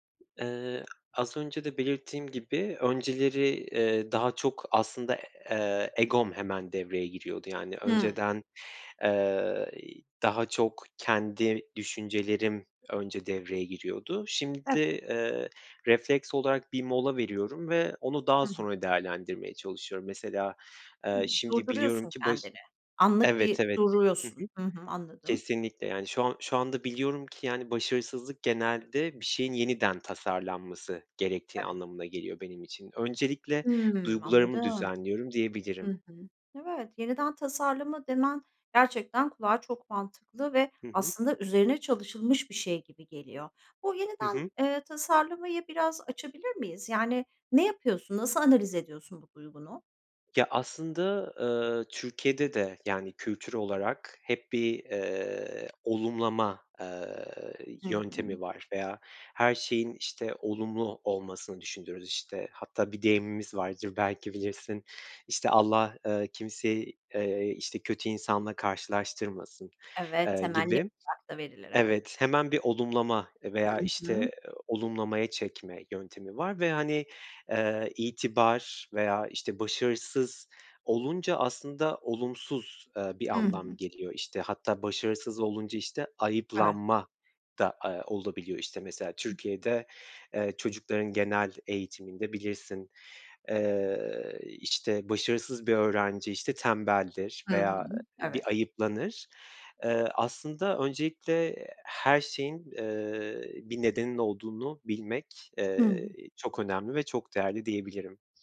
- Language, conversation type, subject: Turkish, podcast, Başarısızlıkla karşılaştığında ne yaparsın?
- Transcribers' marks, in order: other background noise; tapping; unintelligible speech